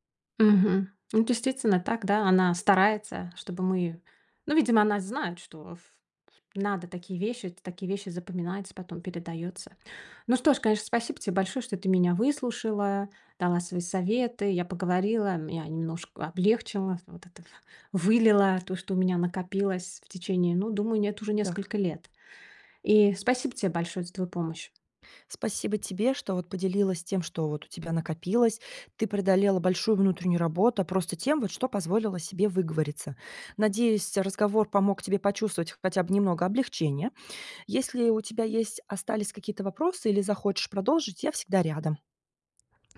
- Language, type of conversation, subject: Russian, advice, Как вы переживаете ожидание, что должны сохранять эмоциональную устойчивость ради других?
- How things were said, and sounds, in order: other background noise